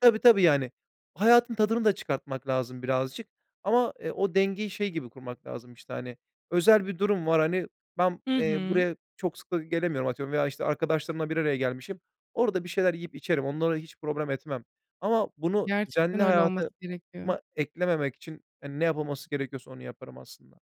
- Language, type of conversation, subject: Turkish, podcast, Tatlı krizleriyle başa çıkmak için hangi yöntemleri kullanıyorsunuz?
- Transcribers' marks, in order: none